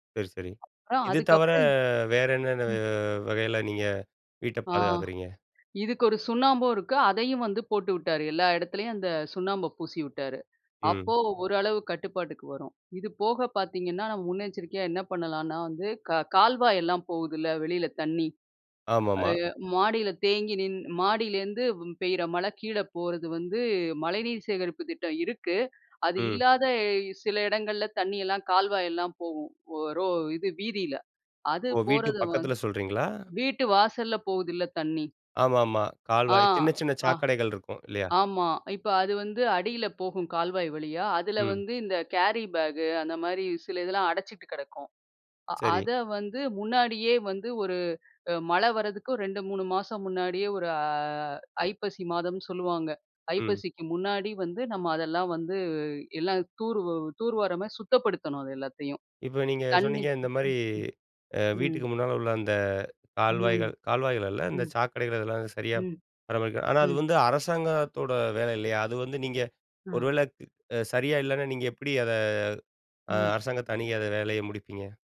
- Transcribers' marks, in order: other noise; drawn out: "தவர"; drawn out: "என்னென்ன"; in English: "கேரி பேக்"; drawn out: "அ"; unintelligible speech
- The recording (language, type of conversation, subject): Tamil, podcast, மழைக்காலத்தில் வீட்டை எப்படிப் பாதுகாத்துக் கொள்ளலாம்?